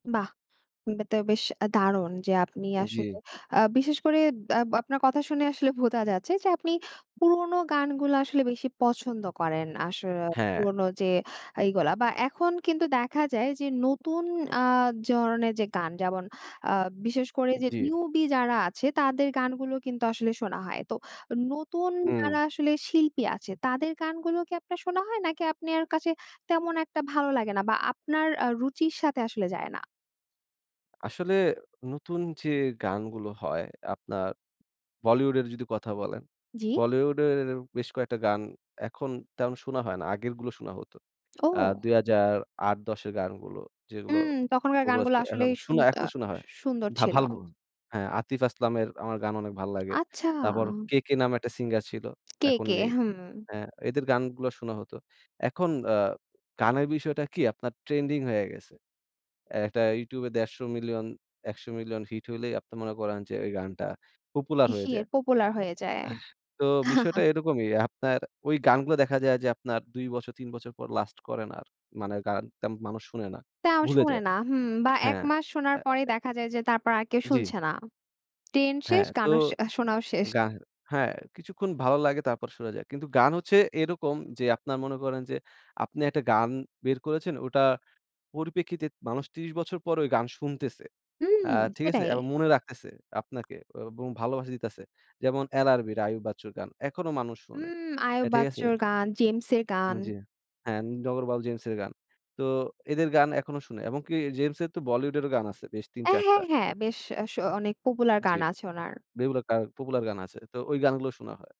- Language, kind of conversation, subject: Bengali, podcast, কোন পুরোনো গান শুনলেই আপনার সব স্মৃতি ফিরে আসে?
- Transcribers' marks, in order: unintelligible speech; "বোঝা" said as "ভোজা"; tapping; unintelligible speech; other background noise; sigh; chuckle